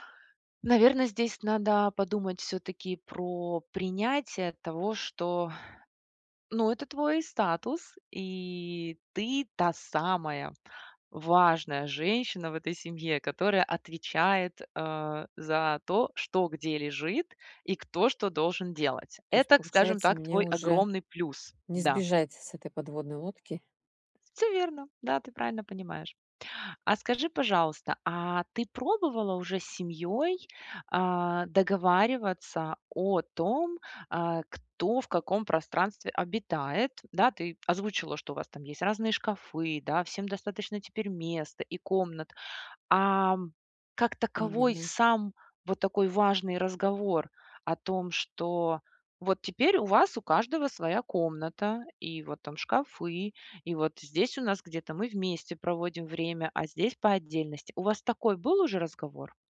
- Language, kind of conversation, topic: Russian, advice, Как договориться о границах и правилах совместного пользования общей рабочей зоной?
- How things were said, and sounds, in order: tapping